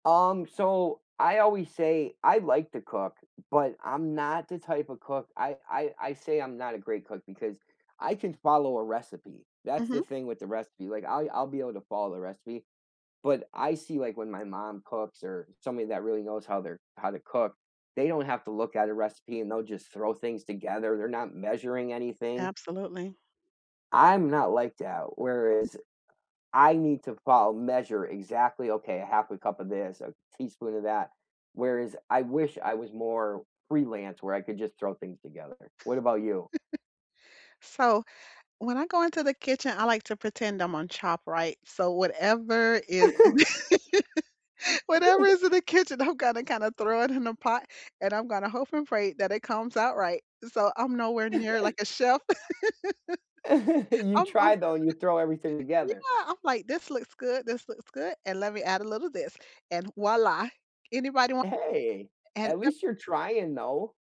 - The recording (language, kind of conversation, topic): English, unstructured, How do you like to celebrate special occasions with food?
- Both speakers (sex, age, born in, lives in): female, 45-49, United States, United States; male, 40-44, United States, United States
- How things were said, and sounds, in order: other background noise; tapping; chuckle; laughing while speaking: "in the"; chuckle; chuckle; chuckle